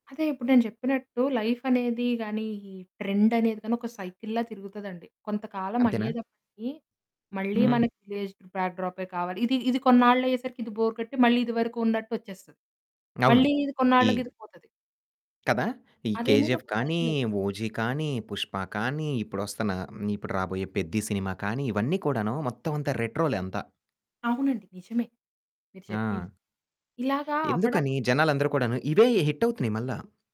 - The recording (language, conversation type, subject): Telugu, podcast, సాంప్రదాయాన్ని ఆధునికతతో కలిపి అనుసరించడం మీకు ఏ విధంగా ఇష్టం?
- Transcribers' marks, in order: in English: "విలెజ్డ్ బ్యాక్"; in English: "బోర్"; in English: "సైకిల్"; in English: "హిట్"